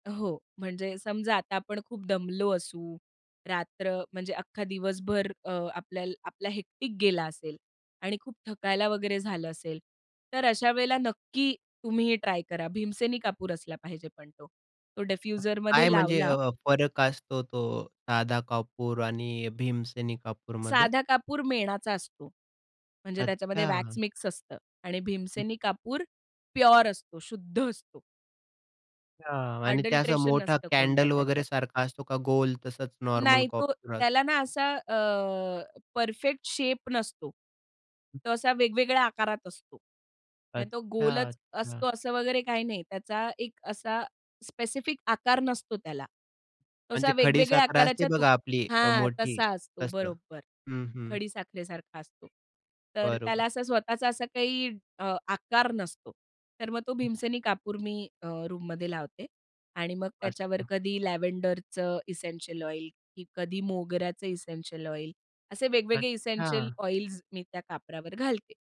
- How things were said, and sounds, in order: other background noise; in English: "हेक्टिक"; in English: "डिफ्युजरमध्ये"; tapping; in English: "अडल्टरेशन"; other noise; in English: "रूममध्ये"; in English: "लॅव्हेंडरचं इसेंशियल"; in English: "इसेंशियल"; in English: "इसेंशियल"
- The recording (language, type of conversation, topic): Marathi, podcast, झोपण्याआधी मन शांत करण्यासाठी तुम्ही कोणते छोटे तंत्र वापरता?